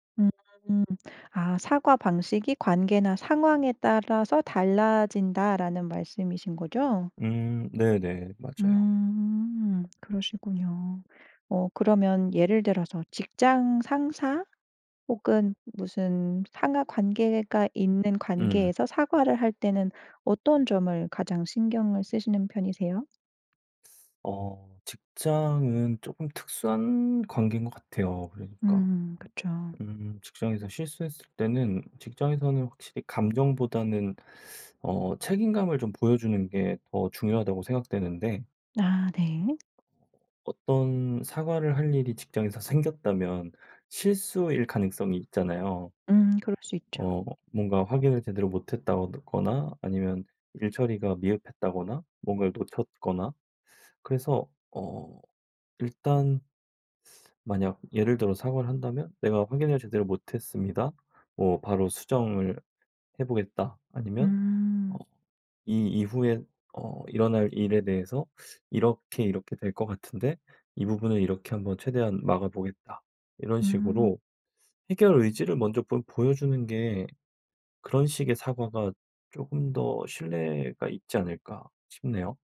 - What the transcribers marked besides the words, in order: other background noise; "못했다거나" said as "못했다으거나"
- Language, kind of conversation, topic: Korean, podcast, 사과할 때 어떤 말이 가장 효과적일까요?